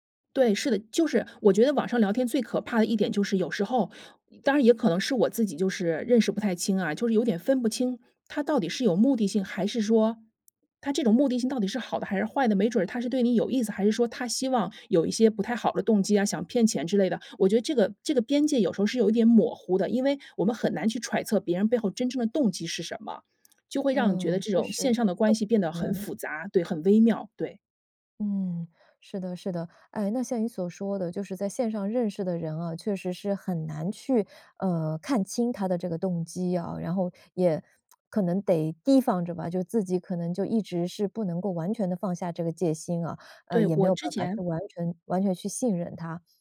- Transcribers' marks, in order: other background noise; "模糊" said as "抹糊"; lip smack; unintelligible speech; "复杂" said as "辅杂"; lip smack
- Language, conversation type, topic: Chinese, podcast, 你觉得社交媒体让人更孤独还是更亲近？